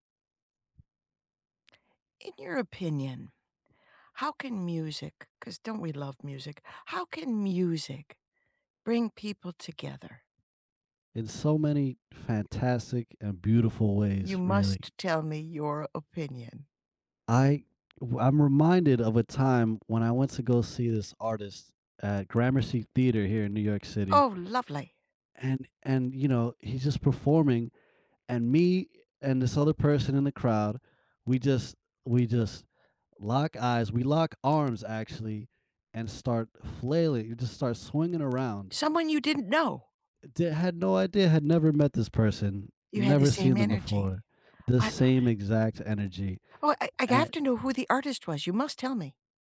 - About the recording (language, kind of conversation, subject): English, unstructured, How can music bring people together?
- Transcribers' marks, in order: tapping; other background noise; distorted speech